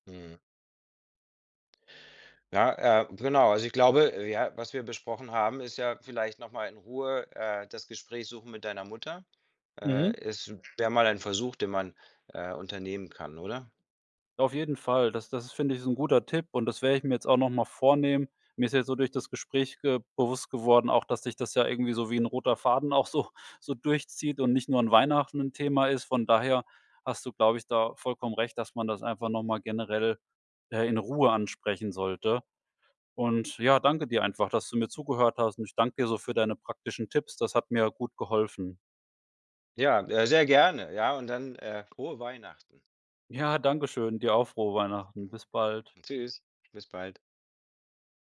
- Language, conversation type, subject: German, advice, Wie kann ich einen Streit über die Feiertagsplanung und den Kontakt zu Familienmitgliedern klären?
- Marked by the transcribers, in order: laughing while speaking: "so"; other background noise; unintelligible speech